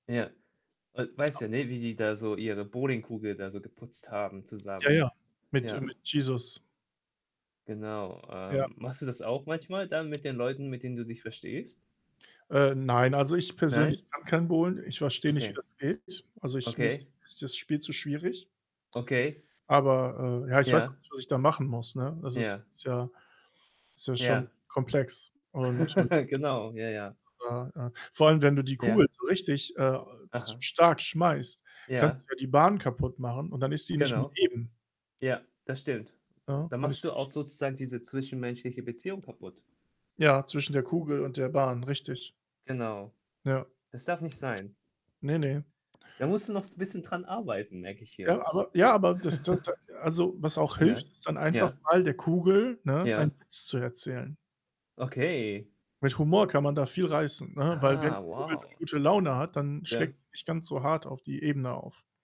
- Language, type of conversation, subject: German, unstructured, Welche Rolle spielt Humor in deinem Alltag?
- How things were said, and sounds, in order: tapping; other background noise; static; in English: "Jesus"; distorted speech; chuckle; unintelligible speech; chuckle